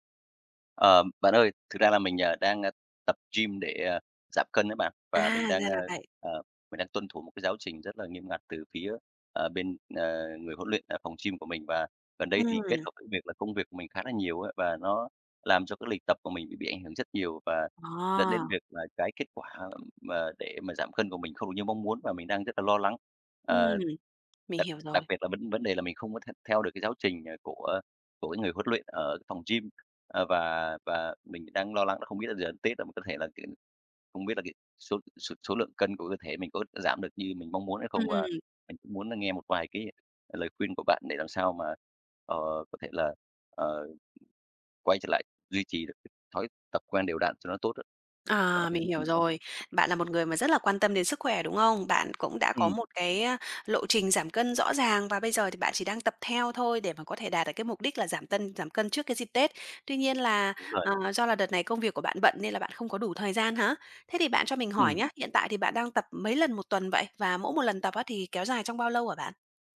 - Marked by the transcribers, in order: tapping
- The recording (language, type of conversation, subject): Vietnamese, advice, Làm thế nào để duy trì thói quen tập luyện đều đặn?